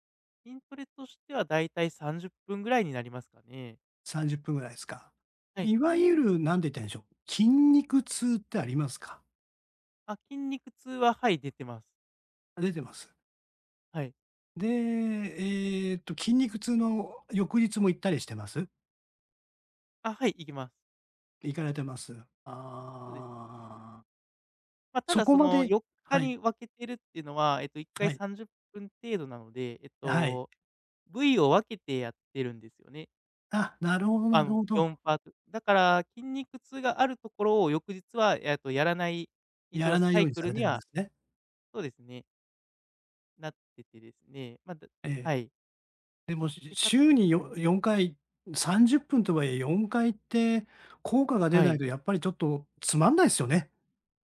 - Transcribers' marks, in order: other background noise; drawn out: "ああ"; tapping
- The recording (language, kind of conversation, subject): Japanese, advice, トレーニングの効果が出ず停滞して落ち込んでいるとき、どうすればよいですか？